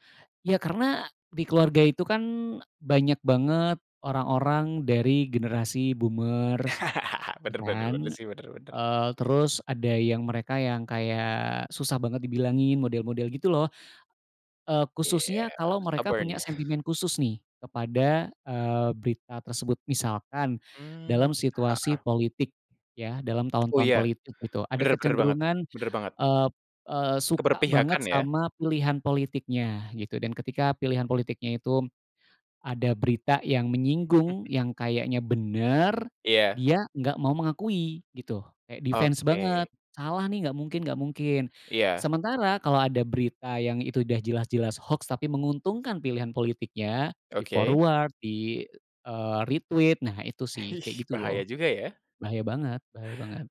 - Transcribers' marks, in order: in English: "boomers"; chuckle; in English: "stubborn"; chuckle; tsk; chuckle; other background noise; in English: "defense"; in English: "forward"; in English: "retweet"
- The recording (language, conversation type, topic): Indonesian, podcast, Pernahkah kamu tertipu hoaks, dan bagaimana reaksimu saat menyadarinya?